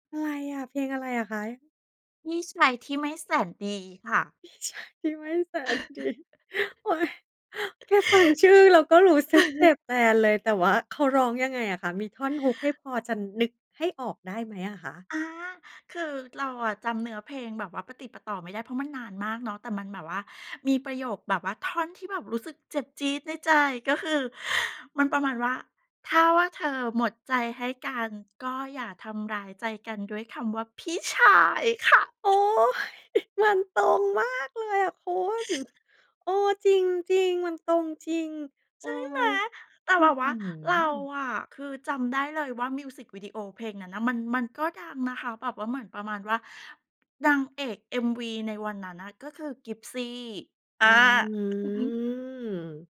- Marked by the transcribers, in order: anticipating: "อะไรอะ เพลงอะไรอะคะ ?"; laughing while speaking: "พี่ชายไม่แสนดี โอ๊ย"; laugh; chuckle; stressed: "พี่ชาย"; chuckle; joyful: "ใช่ไหม"; drawn out: "อืม"
- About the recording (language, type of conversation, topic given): Thai, podcast, เพลงไหนพาให้คิดถึงความรักครั้งแรกบ้าง?